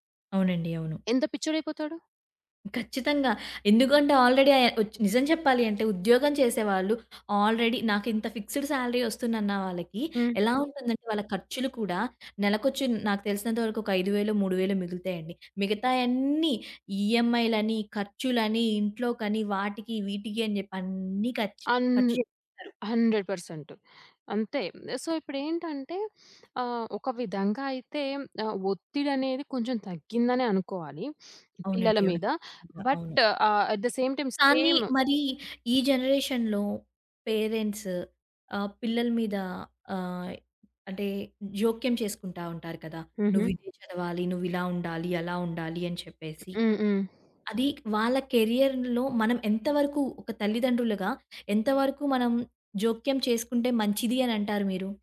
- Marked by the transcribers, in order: in English: "ఆల్రెడీ"; in English: "ఆల్రెడీ"; in English: "ఫిక్స్‌డ్ సాలరీ"; tapping; in English: "హండ్రెడ్ పర్సెంట్"; in English: "సో"; sniff; in English: "బట్"; in English: "అట్ ద సేమ్ టైమ్ సేమ్"; in English: "జనరేషన్‌లో పేరెంట్స్"; other background noise; in English: "కెరియర్‌లో"
- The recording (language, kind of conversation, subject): Telugu, podcast, పిల్లల కెరీర్ ఎంపికపై తల్లిదండ్రుల ఒత్తిడి కాలక్రమంలో ఎలా మారింది?